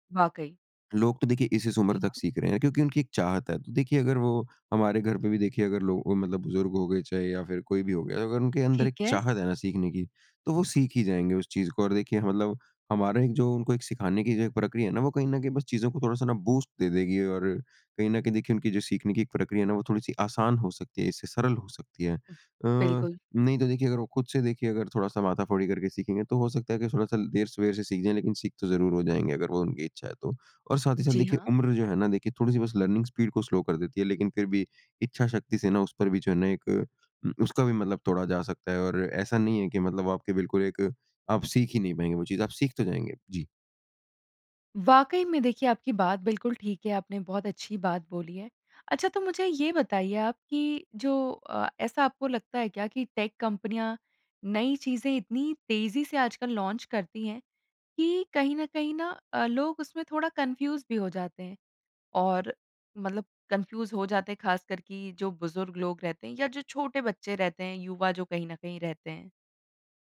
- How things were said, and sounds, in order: in English: "बूस्ट"; in English: "लर्निंग स्पीड"; in English: "स्लो"; in English: "टेक"; in English: "लॉन्च"; in English: "कन्फ्यूज़"; in English: "कन्फ्यूज़"
- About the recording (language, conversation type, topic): Hindi, podcast, नयी तकनीक अपनाने में आपके अनुसार सबसे बड़ी बाधा क्या है?